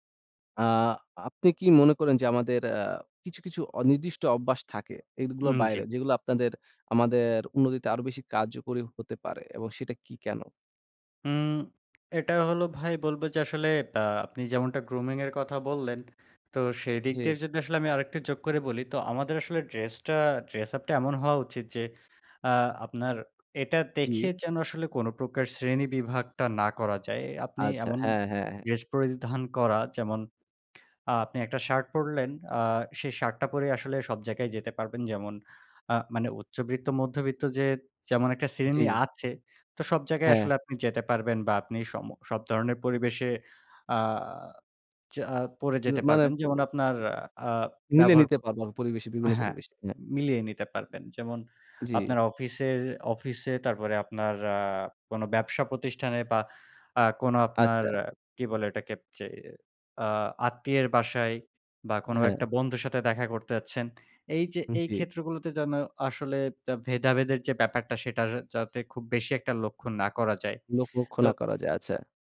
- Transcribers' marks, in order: "এগুলার" said as "এদগুলার"; tapping; in English: "grooming"; "উচ্চবিত্ত" said as "উচ্চব্রিত্ত"; "যেতে" said as "যেটে"; "যাচ্ছেন" said as "আচ্ছেন"
- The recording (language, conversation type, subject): Bengali, unstructured, নিজেকে উন্নত করতে কোন কোন অভ্যাস তোমাকে সাহায্য করে?